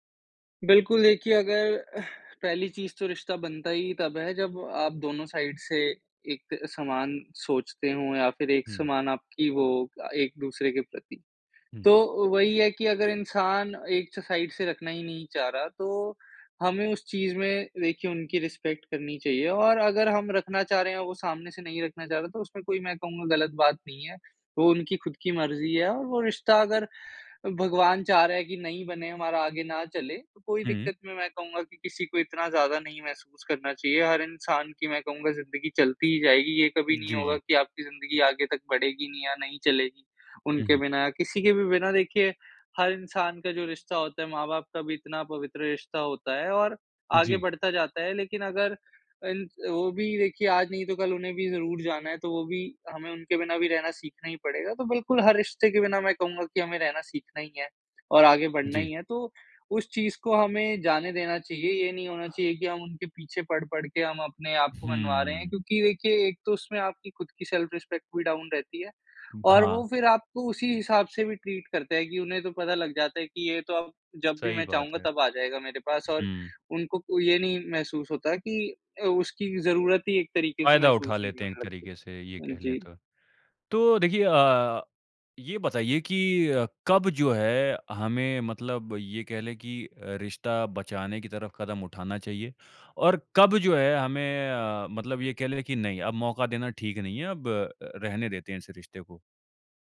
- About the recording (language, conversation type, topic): Hindi, podcast, टूटे हुए पुराने रिश्तों को फिर से जोड़ने का रास्ता क्या हो सकता है?
- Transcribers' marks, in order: in English: "साइड"; in English: "साइड"; in English: "रिस्पेक्ट"; in English: "सेल्फ रिस्पेक्ट"; in English: "डाउन"; in English: "ट्रीट"; tapping